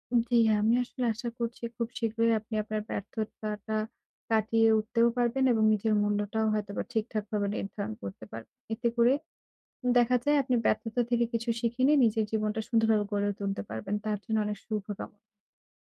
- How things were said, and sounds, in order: other background noise
- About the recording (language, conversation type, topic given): Bengali, advice, ব্যর্থ হলে কীভাবে নিজের মূল্য কম ভাবা বন্ধ করতে পারি?